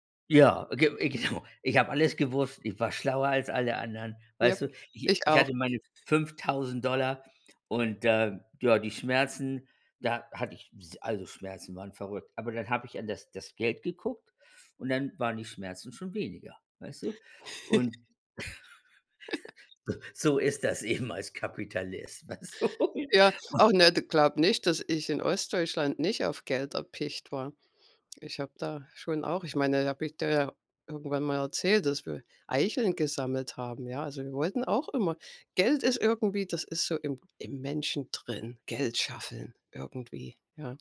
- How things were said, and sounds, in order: laughing while speaking: "genau"; giggle; chuckle; laughing while speaking: "du"; "scheffeln" said as "schaffeln"
- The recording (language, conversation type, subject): German, unstructured, Wie sparst du am liebsten Geld?